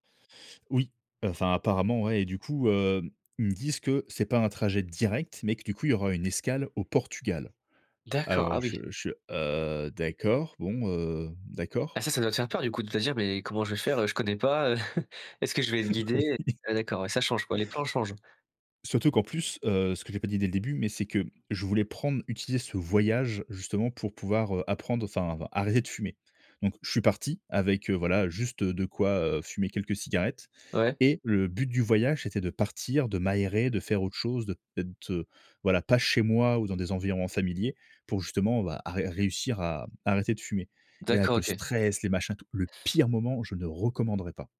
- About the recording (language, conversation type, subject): French, podcast, Quel voyage t’a poussé hors de ta zone de confort ?
- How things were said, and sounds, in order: chuckle; laughing while speaking: "Oui"; stressed: "pire"